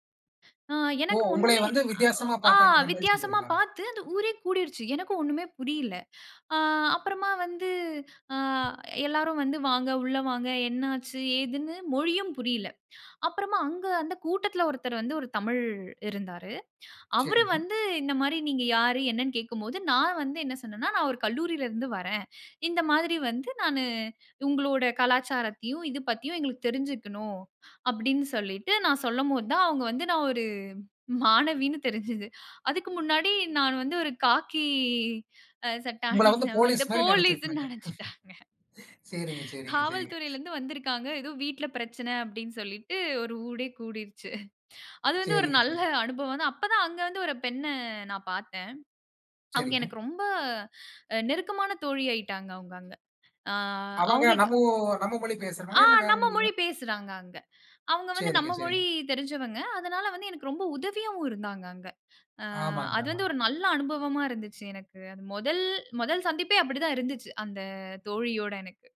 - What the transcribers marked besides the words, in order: other background noise; laughing while speaking: "மாணவின்னு தெரிஞ்சது"; laughing while speaking: "அணிந்தவ, இந்த போலீஸ்ன்னு நெனச்சுட்டாங்க"; chuckle; sigh; "ஊரே" said as "ஊடே"; laughing while speaking: "அனுபவம் தான்"
- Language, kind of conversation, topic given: Tamil, podcast, மொழி தடையிருந்தாலும் உங்களுடன் நெருக்கமாக இணைந்த ஒருவரைப் பற்றி பேசலாமா?